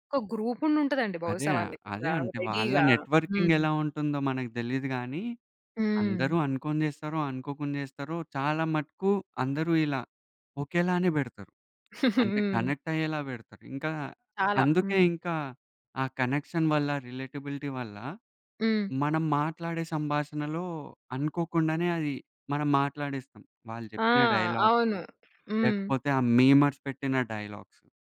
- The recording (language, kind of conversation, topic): Telugu, podcast, ఇంటర్నెట్‌లోని మీమ్స్ మన సంభాషణ తీరును ఎలా మార్చాయని మీరు భావిస్తారు?
- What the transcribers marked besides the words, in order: in English: "రెడీగా"; in English: "నెట్‌వర్కింగ్"; giggle; in English: "కనెక్ట్"; in English: "కనెక్షన్"; in English: "రిలేటబిలిటీ"; in English: "మీమర్స్"; in English: "డైలాగ్స్"